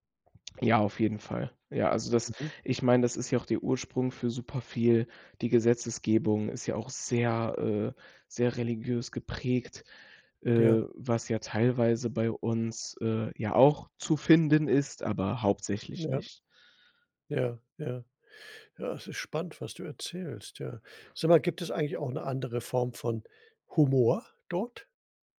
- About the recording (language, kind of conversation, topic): German, podcast, Hast du dich schon einmal kulturell fehl am Platz gefühlt?
- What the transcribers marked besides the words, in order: swallow; other background noise; stressed: "zu finden"